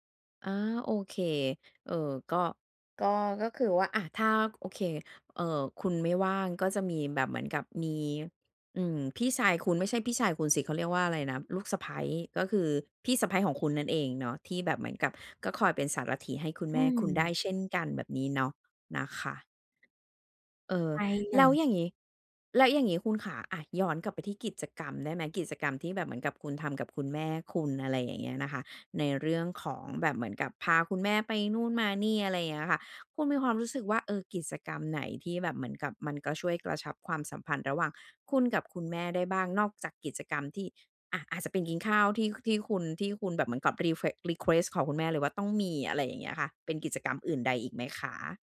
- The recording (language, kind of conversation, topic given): Thai, podcast, จะจัดสมดุลงานกับครอบครัวอย่างไรให้ลงตัว?
- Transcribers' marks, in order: in English: "reflex รีเควสต์"